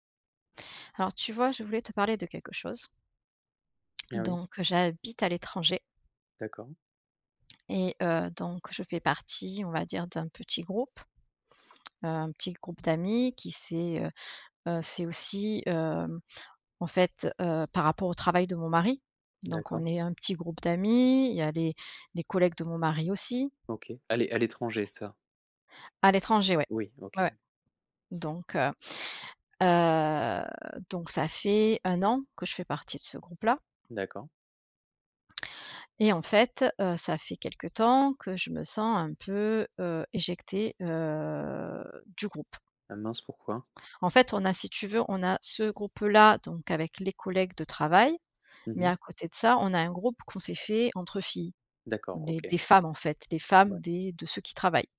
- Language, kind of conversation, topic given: French, advice, Comment te sens-tu quand tu te sens exclu(e) lors d’événements sociaux entre amis ?
- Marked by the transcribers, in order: tapping; drawn out: "heu"; drawn out: "heu"